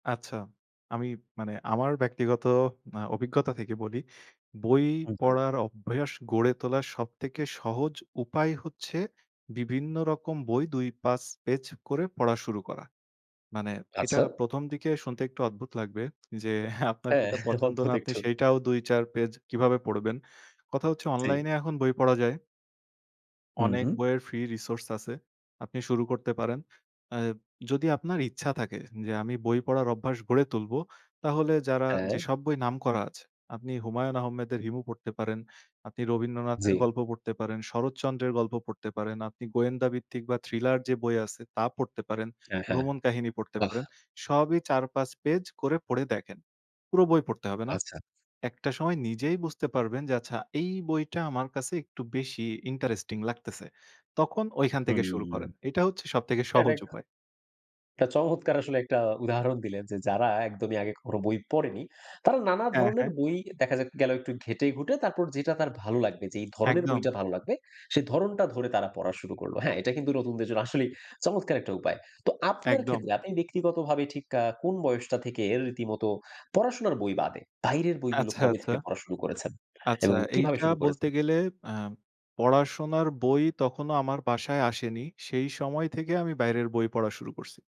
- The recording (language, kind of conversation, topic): Bengali, podcast, বই পড়ার অভ্যাস সহজভাবে কীভাবে গড়ে তোলা যায়?
- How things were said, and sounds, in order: unintelligible speech; other background noise; laughing while speaking: "হ্যাঁ, অদ্ভুত একটু"; unintelligible speech